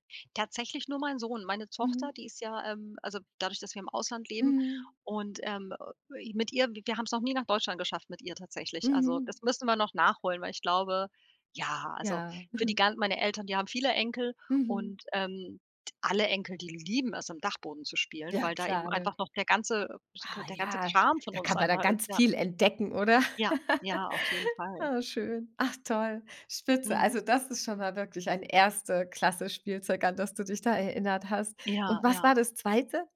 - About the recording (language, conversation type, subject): German, podcast, Was war dein liebstes Spielzeug als Kind?
- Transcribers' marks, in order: stressed: "lieben"; chuckle